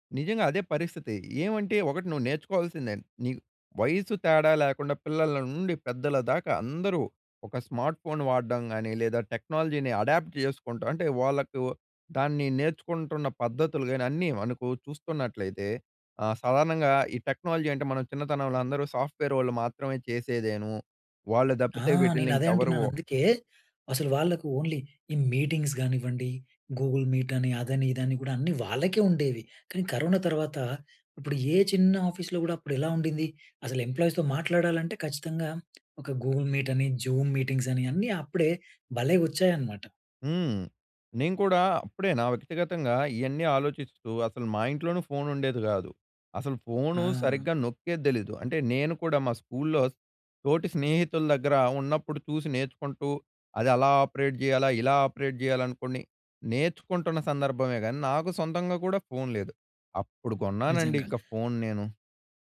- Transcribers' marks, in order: in English: "స్మార్ట్ ఫోన్"; in English: "టెక్నాలజీని అడాప్ట్"; in English: "టెక్నాలజీ"; in English: "సాఫ్ట్వేర్"; in English: "ఓన్లీ"; in English: "మీటింగ్స్"; in English: "గూగుల్ మీట్"; in English: "ఆఫీస్‌లో"; in English: "ఎంప్లాయీస్‌తో"; tapping; in English: "గూగుల్ మీట్"; in English: "జూమ్ మీటింగ్స్"; in English: "ఆపరేట్"; in English: "ఆపరేట్"
- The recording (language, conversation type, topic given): Telugu, podcast, ఆన్‌లైన్ కోర్సులు మీకు ఎలా ఉపయోగపడాయి?